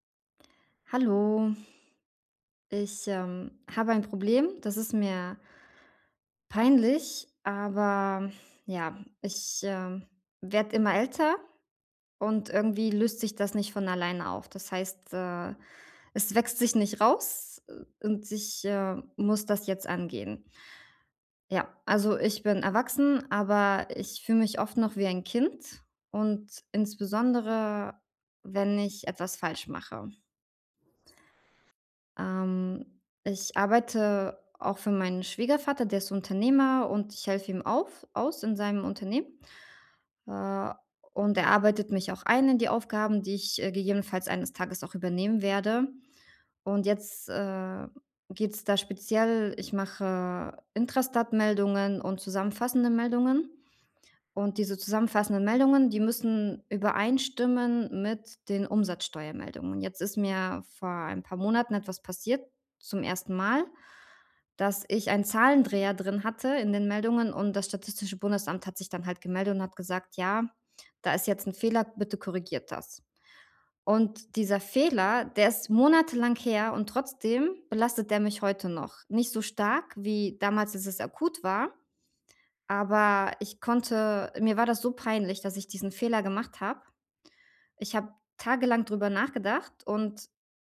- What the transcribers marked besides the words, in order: none
- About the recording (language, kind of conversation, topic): German, advice, Wie kann ich nach einem Fehler freundlicher mit mir selbst umgehen?